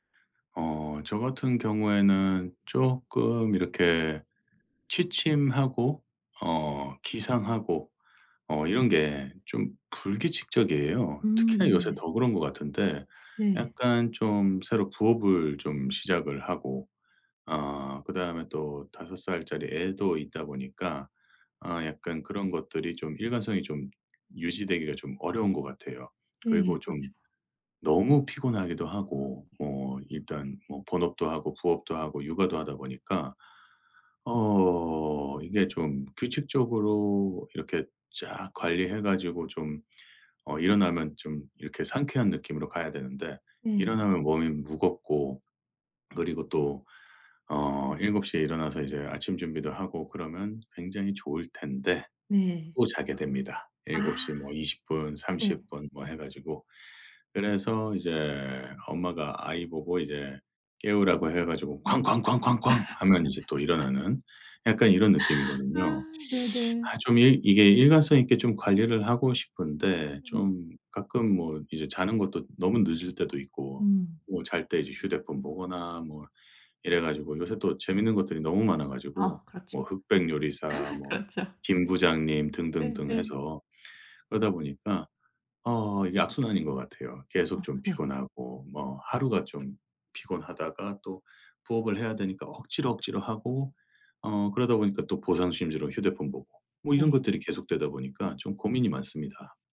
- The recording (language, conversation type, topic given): Korean, advice, 취침 시간과 기상 시간을 더 규칙적으로 유지하려면 어떻게 해야 할까요?
- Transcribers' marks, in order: tapping; other background noise; put-on voice: "쾅쾅쾅쾅쾅"; teeth sucking; laugh; laugh